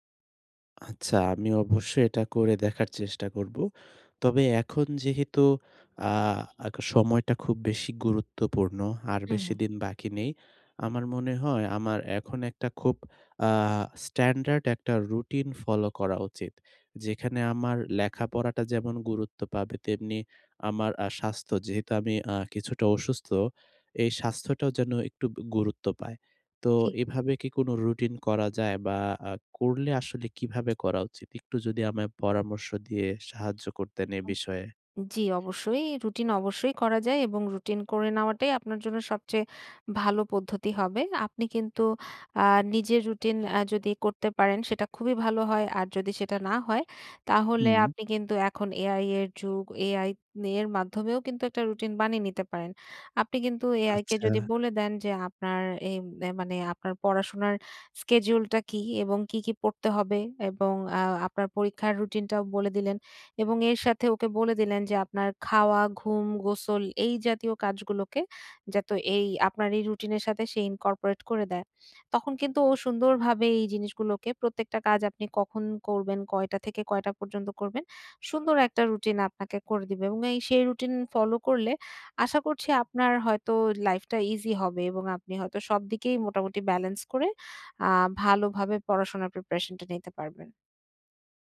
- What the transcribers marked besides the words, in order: horn; tapping; "যাতে" said as "যাতো"; in English: "ইনকর্পোরেট"
- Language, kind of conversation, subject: Bengali, advice, সপ্তাহান্তে ভ্রমণ বা ব্যস্ততা থাকলেও টেকসইভাবে নিজের যত্নের রুটিন কীভাবে বজায় রাখা যায়?